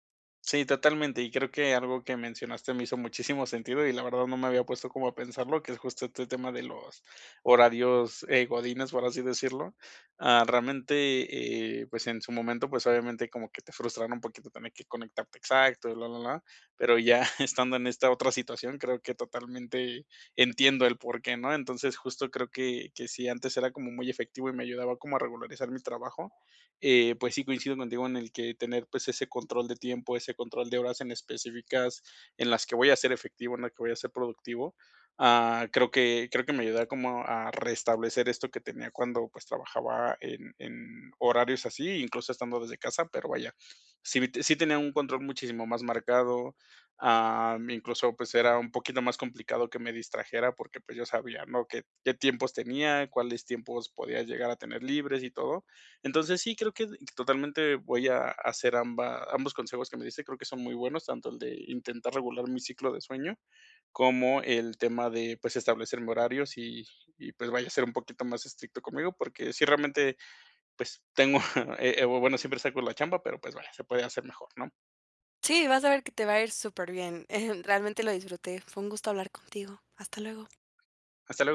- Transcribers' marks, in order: laughing while speaking: "pero, ya estando"; laughing while speaking: "tengo"; tapping
- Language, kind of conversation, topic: Spanish, advice, ¿Cómo puedo reducir las distracciones para enfocarme en mis prioridades?